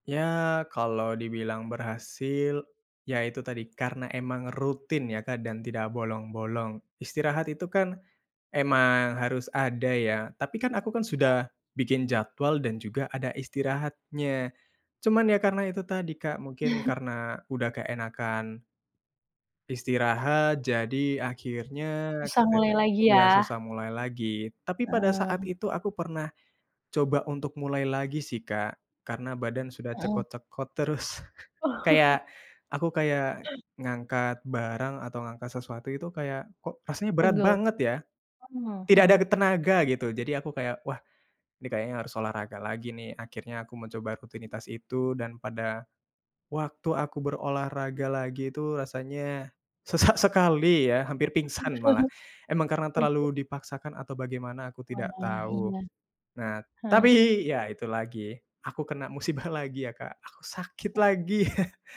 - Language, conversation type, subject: Indonesian, podcast, Bagaimana cara kamu mulai membangun rutinitas baru?
- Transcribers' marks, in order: other background noise; chuckle; laughing while speaking: "terus"; chuckle; tapping; chuckle; chuckle